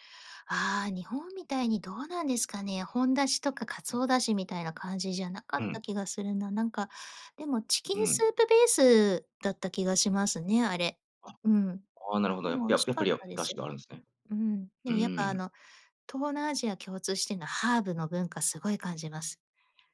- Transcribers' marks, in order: none
- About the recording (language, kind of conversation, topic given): Japanese, podcast, 旅先で最も印象に残った文化体験は何ですか？